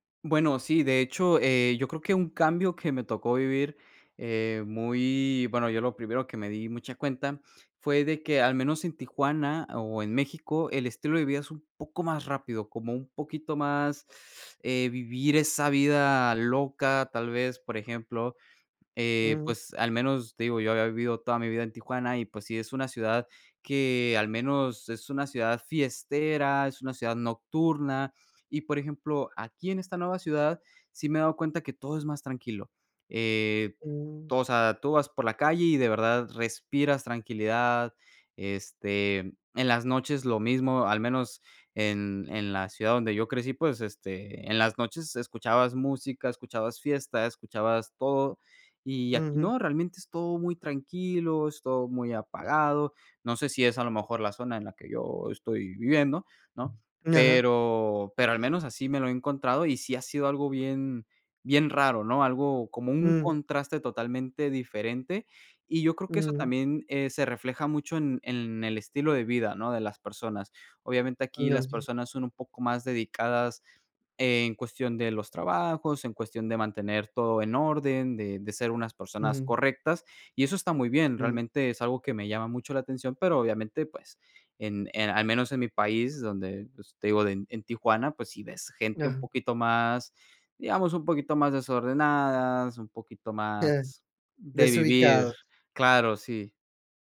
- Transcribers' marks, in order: tapping; laughing while speaking: "Ajá"
- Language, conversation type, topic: Spanish, podcast, ¿Qué cambio de ciudad te transformó?